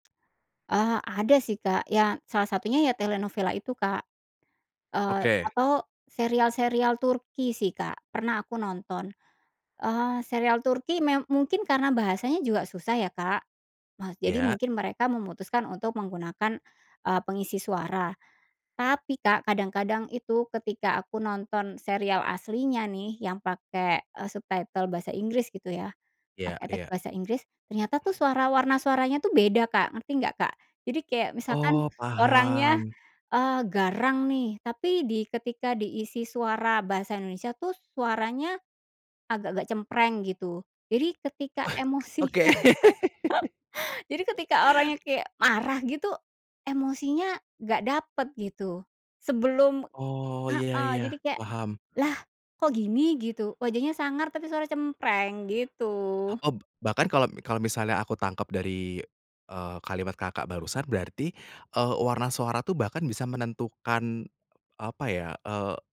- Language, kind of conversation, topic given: Indonesian, podcast, Apa pendapatmu tentang sulih suara dan takarir, dan mana yang kamu pilih?
- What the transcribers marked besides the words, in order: other background noise; in English: "subtitle"; laughing while speaking: "Oke"; laughing while speaking: "emosinya"; laugh